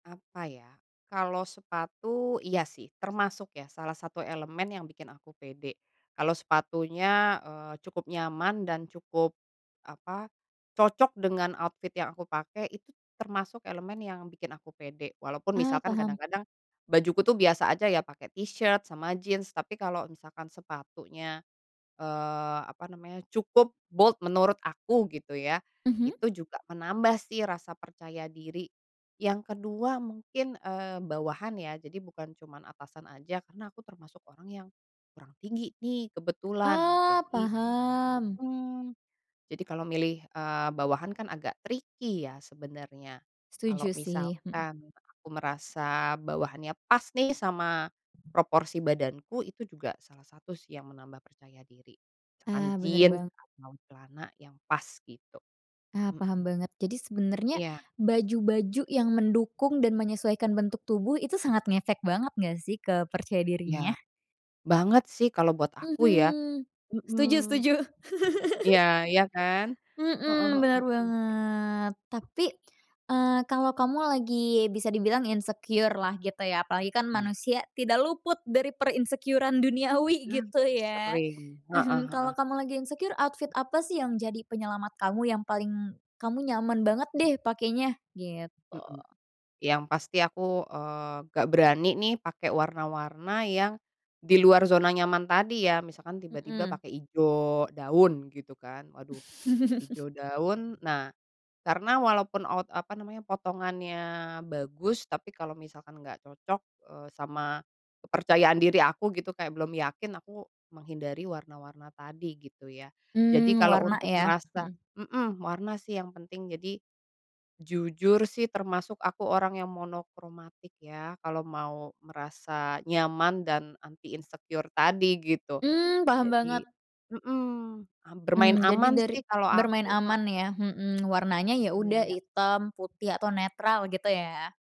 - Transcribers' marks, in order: in English: "outfit"; in English: "t-shirts"; in English: "bold"; in English: "tricky"; other background noise; laugh; in English: "insecure-lah"; laughing while speaking: "per-insecure-an duniawi, gitu, ya?"; in English: "per-insecure-an"; chuckle; in English: "insecure, outfit"; chuckle; tapping; in English: "insecure"
- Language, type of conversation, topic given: Indonesian, podcast, Gaya pakaian apa yang biasanya membuat kamu merasa percaya diri?